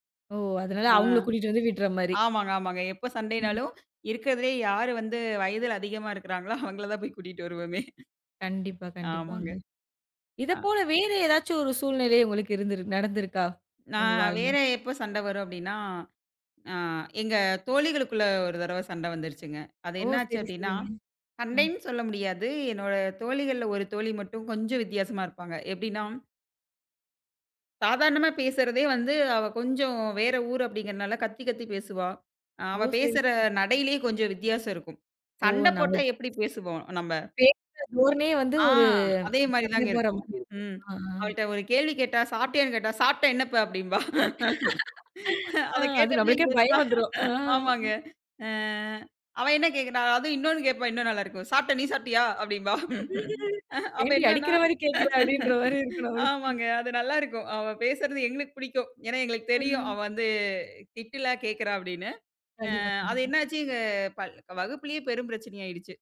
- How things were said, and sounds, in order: other noise; laughing while speaking: "வயதில அதிகமா இருக்குறாங்களோ அவங்களைதான் போய் கூட்டிட்டு வருவோமே"; tapping; laughing while speaking: "சாப்பிட்டா என்னப்பா? அப்படிம்பா. அதைக் கேட்டோம்னா. எப்ப ஆமாங்க, அ அவ என்ன கேக்குர"; laughing while speaking: "அ. அது நம்மளுக்கே பயம் வந்துரும், ஆ"; laughing while speaking: "சாப்பிட்டேன், நீ சாப்பிட்டியா? அப்படிம்பா. அப்ப … திட்டுல கேட்கிறா அப்படின்னு"; laughing while speaking: "ஏண்டி அடிக்கிற மாதிரி கேக்குற? அப்படின்ற மாரி இருக்கும் நம்மளுக்கு"
- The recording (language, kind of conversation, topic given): Tamil, podcast, சண்டை தீவிரமாகிப் போகும்போது அதை எப்படி அமைதிப்படுத்துவீர்கள்?